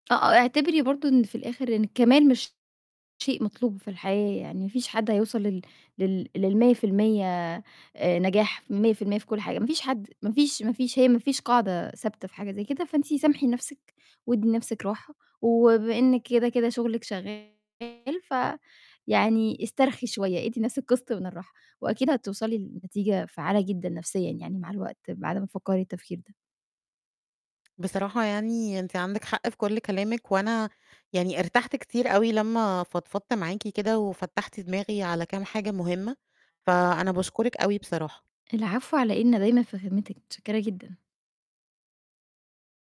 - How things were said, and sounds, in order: distorted speech
- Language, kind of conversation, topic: Arabic, advice, بتوصف إزاي إحساسك بالذنب لما تاخد بريك من الشغل أو من روتين التمرين؟
- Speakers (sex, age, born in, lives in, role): female, 25-29, Egypt, Egypt, advisor; female, 35-39, Egypt, Egypt, user